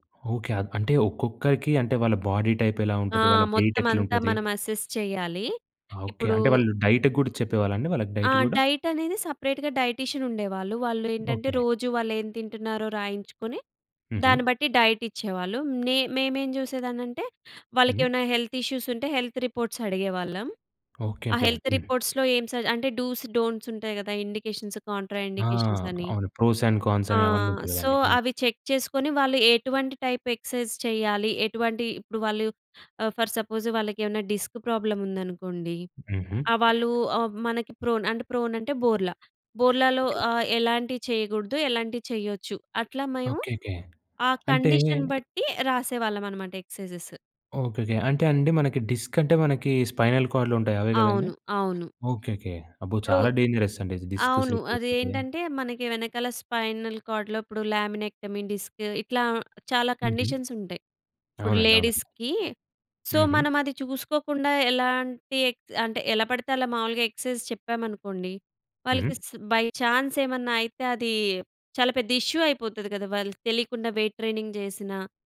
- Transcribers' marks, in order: in English: "బాడీ టైప్"; in English: "వెయిట్"; in English: "అసెస్"; in English: "డైట్‌కి"; in English: "డైట్"; in English: "డైట్"; in English: "సపరేట్‌గా డైటీషియన్"; in English: "డైట్"; in English: "హెల్త్ ఇష్యూస్"; in English: "హెల్త్ రిపోర్ట్స్"; other background noise; in English: "హెల్త్ రిపోర్ట్స్‌లో"; in English: "డూస్, డోంట్స్"; in English: "ప్రోస్ అండ్ కాన్స్"; in English: "ఇండికేషన్స్, కాంట్రా ఇండికేషన్స్"; in English: "సో"; in English: "చెక్"; in English: "టైప్ ఎక్సైజ్"; in English: "ఫర్ సపోజ్"; in English: "డిస్క్ ప్రాబ్లమ్"; in English: "ప్రోన్"; in English: "ప్రోన్"; in English: "కండిషన్"; in English: "ఎక్సైజెస్"; in English: "డిస్క్"; in English: "స్పైనల్ కార్డ్‌లో"; in English: "డేంజరస్"; in English: "డిస్క్"; in English: "స్పైనల్ కార్డ్‌లో"; in English: "ల్యామినెక్టమీ"; in English: "కండిషన్స్"; in English: "లేడీస్‌కి. సో"; in English: "ఎక్ససైజ్"; in English: "బై ఛాన్స్"; in English: "ఇష్యూ"; in English: "వెయిట్ ట్రైనింగ్"
- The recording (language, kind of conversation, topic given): Telugu, podcast, ఇంటి పనులు, బాధ్యతలు ఎక్కువగా ఉన్నప్పుడు హాబీపై ఏకాగ్రతను ఎలా కొనసాగిస్తారు?